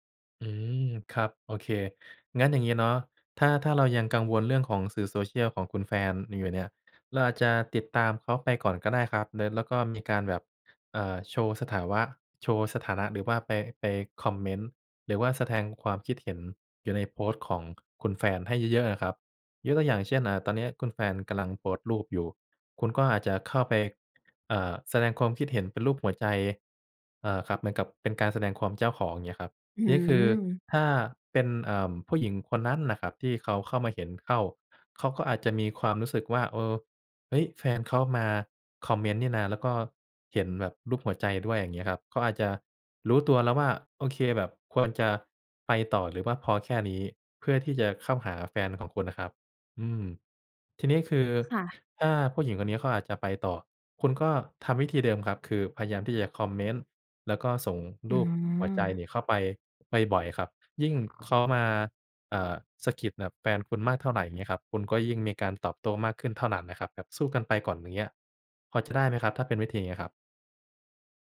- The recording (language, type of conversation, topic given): Thai, advice, คุณควรทำอย่างไรเมื่อรู้สึกไม่เชื่อใจหลังพบข้อความน่าสงสัย?
- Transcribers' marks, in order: "หรือ" said as "เลิท"; "แสดง" said as "สะแทง"; other background noise